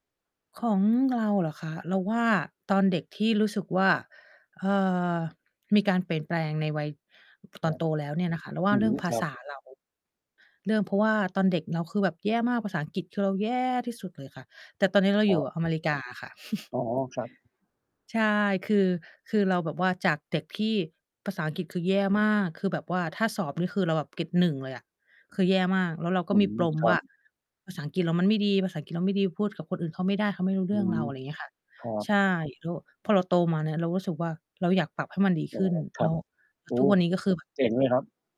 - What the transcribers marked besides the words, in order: distorted speech; chuckle
- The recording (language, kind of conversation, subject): Thai, unstructured, สิ่งใดเปลี่ยนแปลงไปมากที่สุดในชีวิตคุณตั้งแต่ตอนเด็กจนถึงปัจจุบัน?